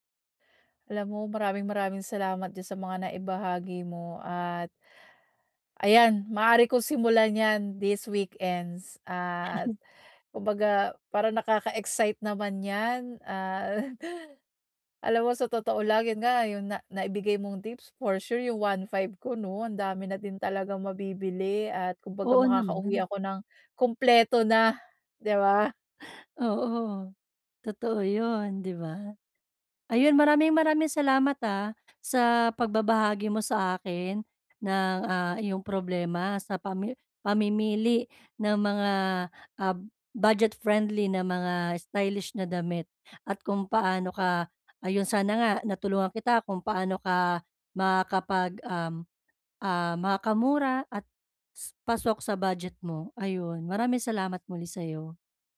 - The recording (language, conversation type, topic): Filipino, advice, Paano ako makakapamili ng damit na may estilo nang hindi lumalampas sa badyet?
- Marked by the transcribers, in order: laugh